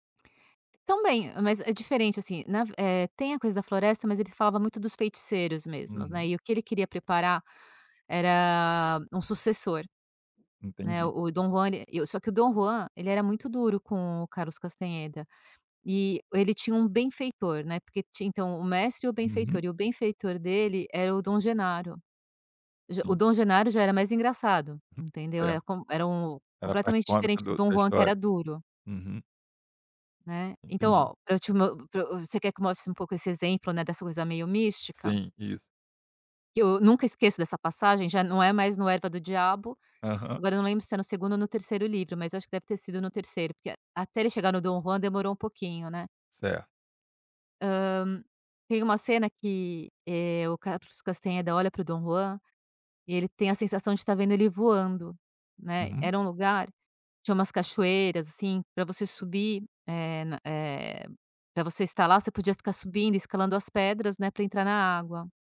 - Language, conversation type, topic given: Portuguese, podcast, Qual personagem de livro mais te marcou e por quê?
- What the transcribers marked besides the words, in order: tapping